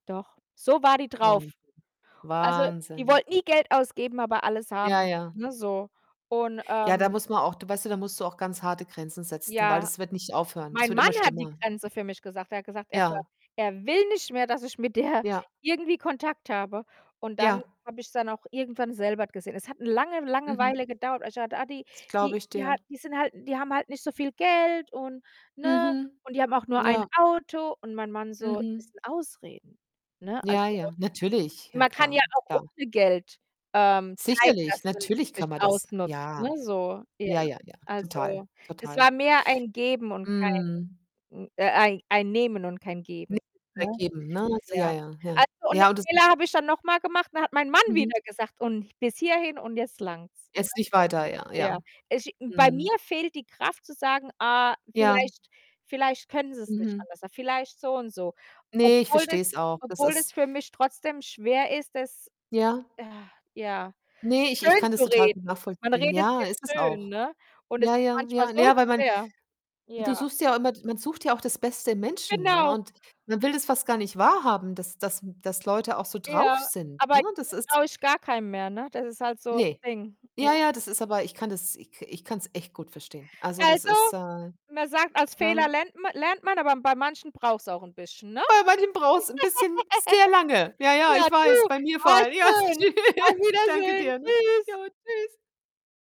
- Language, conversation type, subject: German, unstructured, Welche wichtige Lektion hast du aus einem Fehler gelernt?
- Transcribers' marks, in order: drawn out: "Wahnsinn"; unintelligible speech; distorted speech; static; unintelligible speech; joyful: "Bei manchen braucht's 'n bisschen sehr lange"; giggle; joyful: "Ja, du. Ah, schön. Auf Wiedersehen. Tschüss"; other background noise; laughing while speaking: "Ja, tschüss"